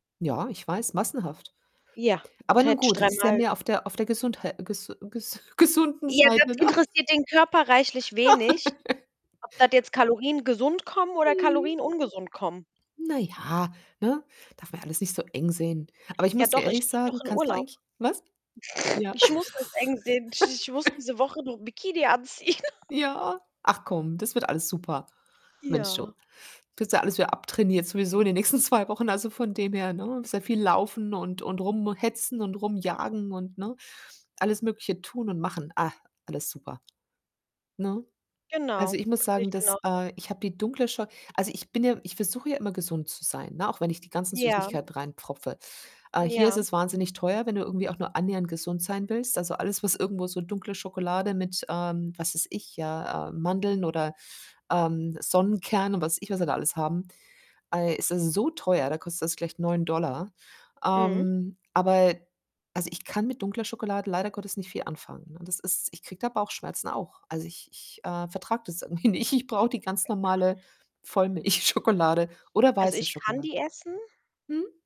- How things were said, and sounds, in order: other background noise; distorted speech; laughing while speaking: "ne?"; laugh; joyful: "Mhm"; chuckle; other noise; laugh; laughing while speaking: "anziehen"; static; laughing while speaking: "nächsten zwei Wochen"; laughing while speaking: "irgendwie nicht"; laughing while speaking: "Vollmilchschokolade"
- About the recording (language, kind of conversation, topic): German, unstructured, Was magst du lieber: Schokolade oder Gummibärchen?